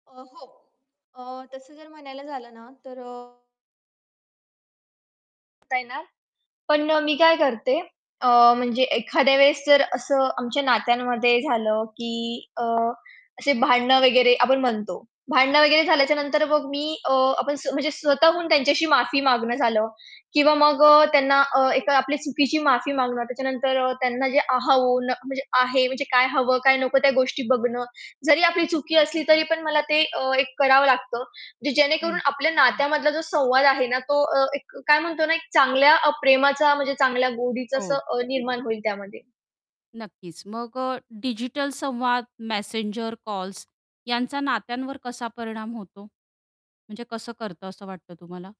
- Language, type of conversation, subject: Marathi, podcast, नात्यांमध्ये संवाद अधिक प्रभावी कसा ठेवता येईल?
- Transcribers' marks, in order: static; distorted speech; other background noise